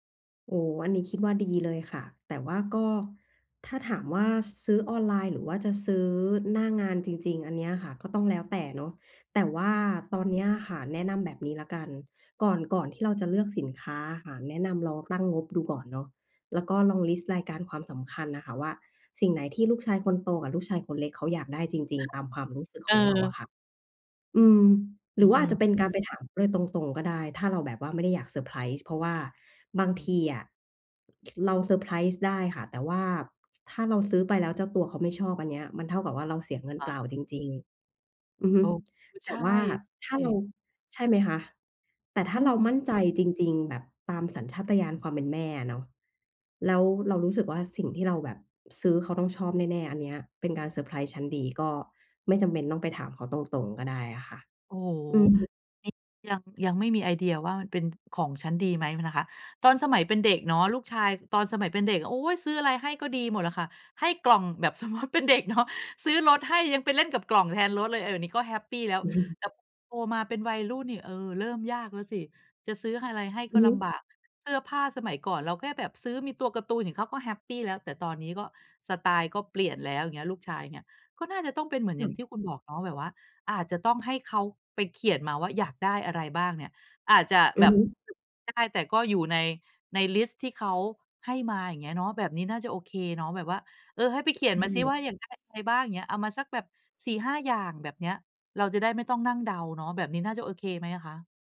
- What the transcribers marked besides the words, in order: other noise; unintelligible speech; laughing while speaking: "สมมุติเป็นเด็กเนาะ"; laughing while speaking: "อือ"; other background noise
- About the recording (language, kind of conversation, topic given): Thai, advice, จะช็อปปิ้งให้คุ้มค่าและไม่เสียเงินเปล่าได้อย่างไร?